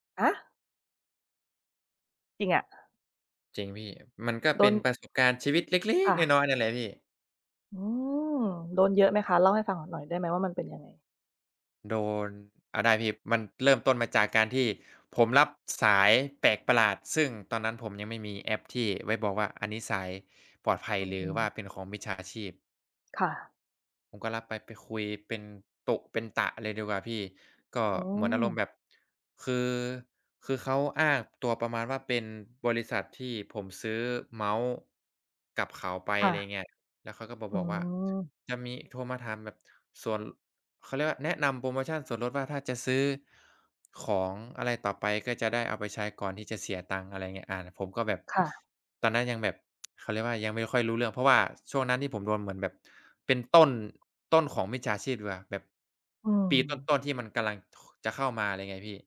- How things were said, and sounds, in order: tsk; other noise
- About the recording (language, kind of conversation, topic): Thai, unstructured, คุณคิดว่าข้อมูลส่วนตัวของเราปลอดภัยในโลกออนไลน์ไหม?